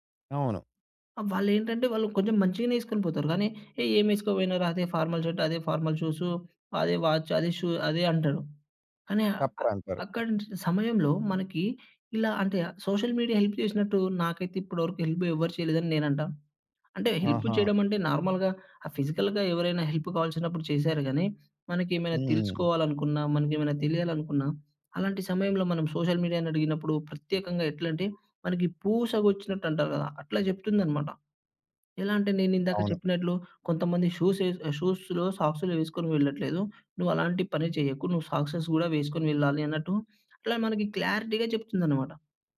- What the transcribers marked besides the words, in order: in English: "ఫార్మల్ షర్ట్"; in English: "ఫార్మల్ షూస్"; in English: "వాచ్"; in English: "షూ"; in English: "సోషల్ మీడియా హెల్ప్"; in English: "హెల్ప్"; in English: "నార్మల్‌గా"; in English: "ఫిజికల్‌గా"; other background noise; in English: "సోషల్ మీడియా‌ని"; in English: "షూస్"; in English: "షూస్‌లో"; in English: "సాక్సెస్"; in English: "క్లారిటీగా"
- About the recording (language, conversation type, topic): Telugu, podcast, సోషల్ మీడియా మీ లుక్‌పై ఎంత ప్రభావం చూపింది?